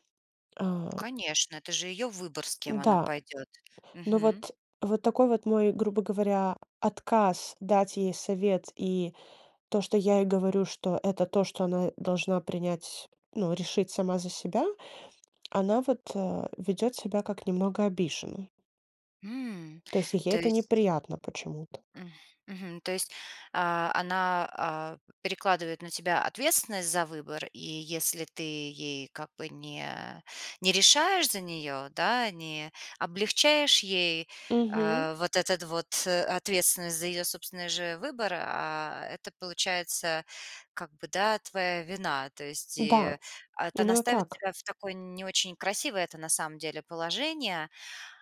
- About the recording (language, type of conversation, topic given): Russian, advice, Как описать дружбу, в которой вы тянете на себе большую часть усилий?
- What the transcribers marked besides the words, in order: tapping